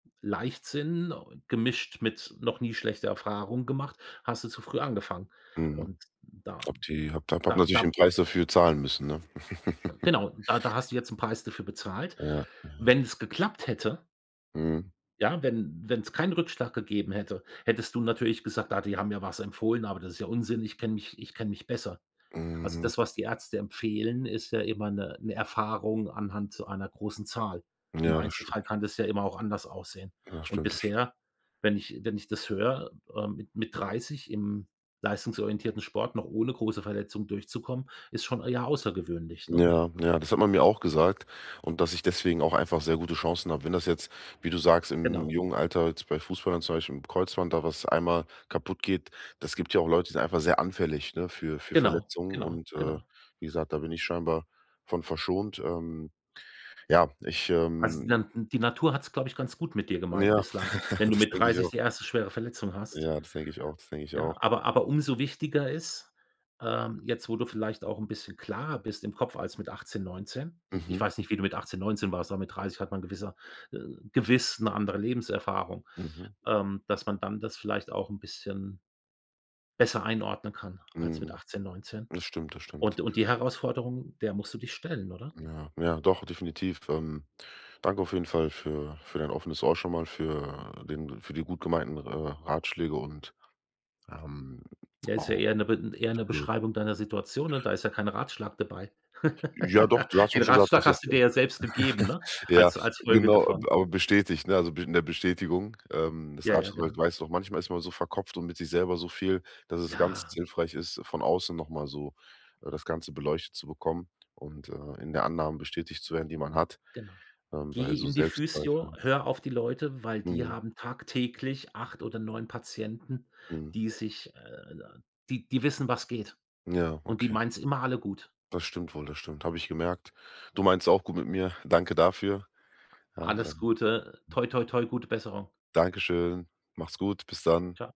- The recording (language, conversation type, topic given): German, advice, Wie erlebst du deinen Motivationsverlust nach einem Rückschlag oder Fehler?
- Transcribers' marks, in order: other background noise; giggle; chuckle; sad: "Danke auf jeden Fall für … und ähm, auch"; unintelligible speech; laugh; unintelligible speech; trusting: "Genau. Geh in die Physio … immer alle gut"